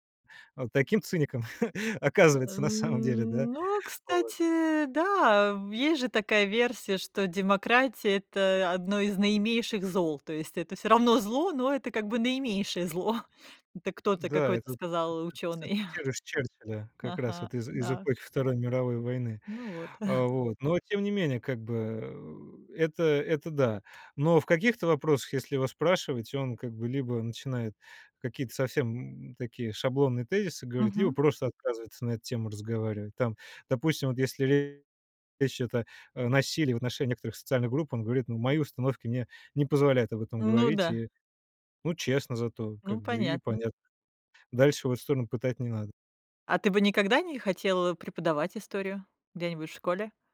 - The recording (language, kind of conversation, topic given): Russian, podcast, Что тебя чаще всего увлекает сильнее: книга, фильм или музыка?
- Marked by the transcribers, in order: chuckle; unintelligible speech; chuckle; chuckle